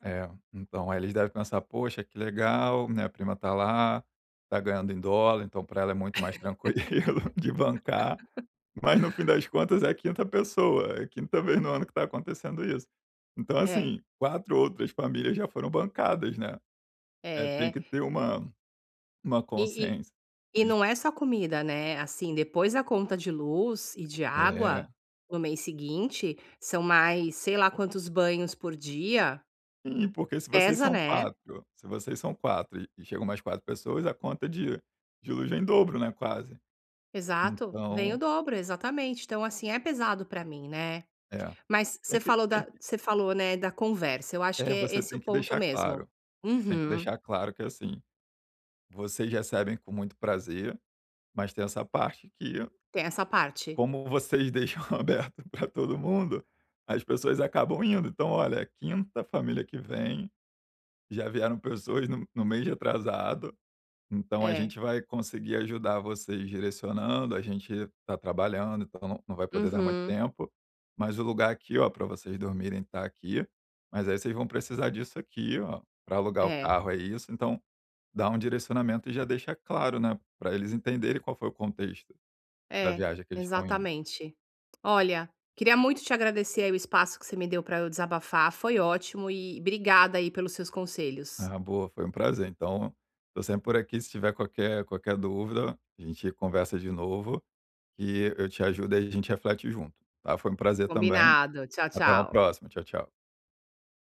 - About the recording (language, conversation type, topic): Portuguese, advice, Como posso estabelecer limites com familiares próximos sem magoá-los?
- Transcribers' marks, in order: laugh; laughing while speaking: "mais tranquilo de bancar"; laughing while speaking: "deixam aberto pra todo mundo"; tapping